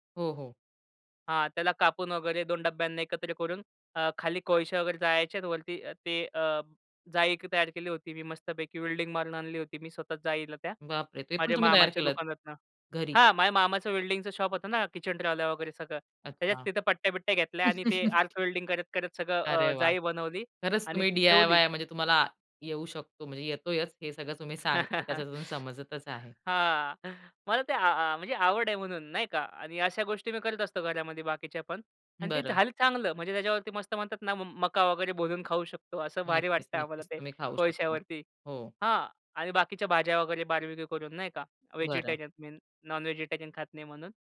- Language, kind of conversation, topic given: Marathi, podcast, हस्तकला आणि स्वतःहून बनवण्याच्या कामात तुला नेमकं काय आवडतं?
- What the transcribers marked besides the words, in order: chuckle; chuckle; other noise; other background noise